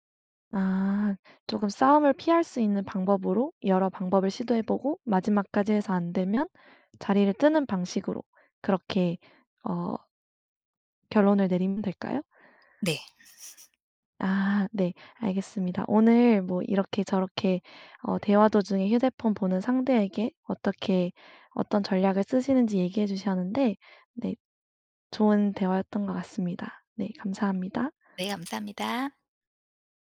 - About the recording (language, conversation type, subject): Korean, podcast, 대화 중에 상대가 휴대폰을 볼 때 어떻게 말하면 좋을까요?
- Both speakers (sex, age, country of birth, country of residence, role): female, 25-29, South Korea, United States, host; female, 40-44, United States, United States, guest
- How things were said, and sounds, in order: other background noise